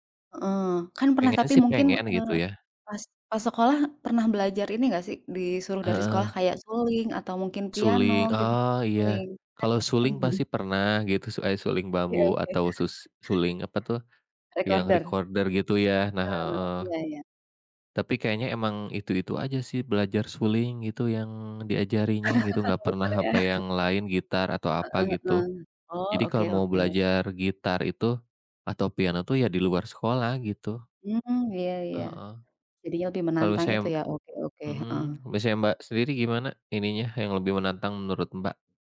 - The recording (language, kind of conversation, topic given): Indonesian, unstructured, Mana yang lebih menantang: belajar bahasa asing atau mempelajari alat musik?
- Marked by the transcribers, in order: tapping; in English: "Recorder?"; in English: "recorder"; laugh; other background noise